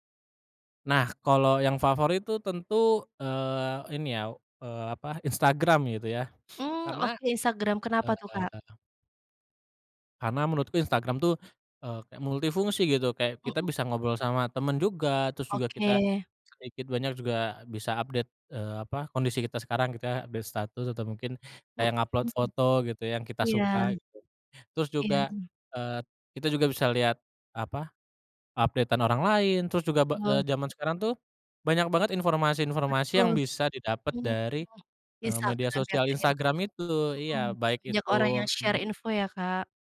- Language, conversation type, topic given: Indonesian, podcast, Menurut kamu, apa manfaat media sosial dalam kehidupan sehari-hari?
- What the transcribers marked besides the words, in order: sniff; in English: "update"; in English: "update-an"; in English: "share"